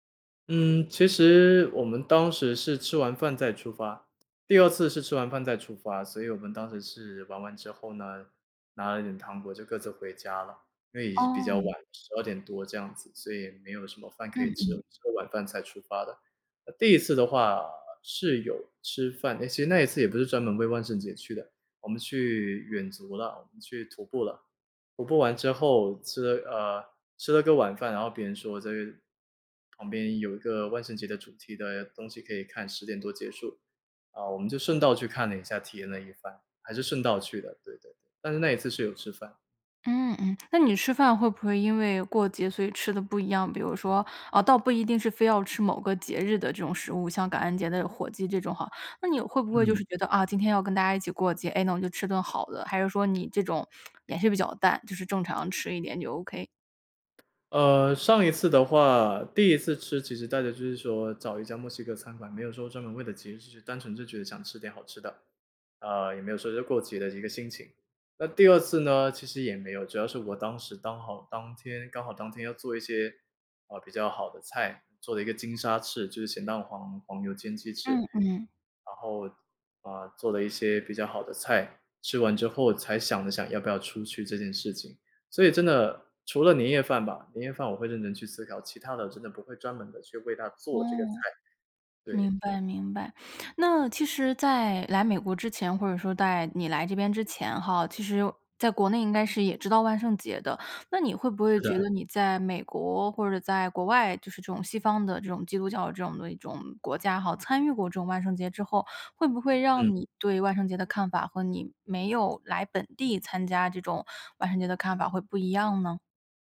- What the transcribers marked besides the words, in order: tsk; other background noise; sniff; "在" said as "待"
- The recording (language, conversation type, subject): Chinese, podcast, 有没有哪次当地节庆让你特别印象深刻？